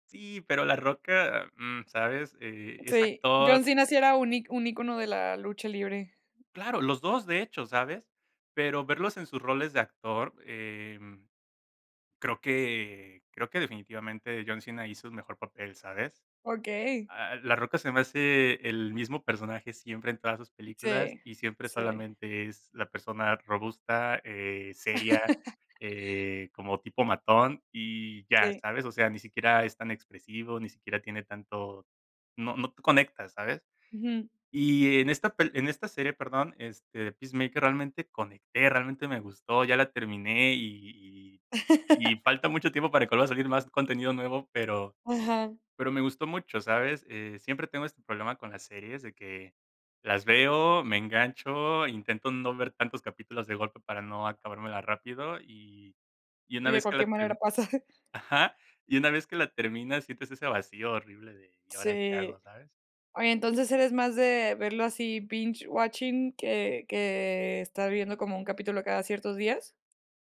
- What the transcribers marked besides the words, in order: other noise; laugh; laugh; chuckle; in English: "binge watching"
- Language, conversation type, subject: Spanish, podcast, ¿Qué te lleva a probar una nueva plataforma de streaming?
- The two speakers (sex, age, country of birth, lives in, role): female, 30-34, Mexico, Mexico, host; male, 30-34, Mexico, Mexico, guest